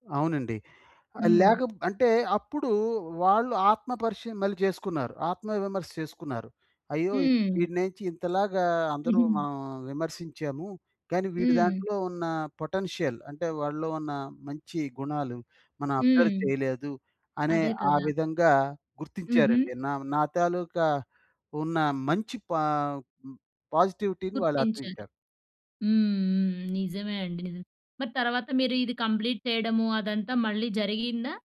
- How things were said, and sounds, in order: in English: "పొటెన్షియల్"; in English: "అబ్జర్వ్"; in English: "పాజిటివిటీని"; tapping; in English: "కంప్లీట్"
- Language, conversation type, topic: Telugu, podcast, విమర్శ వచ్చినప్పుడు మీరు ఎలా స్పందిస్తారు?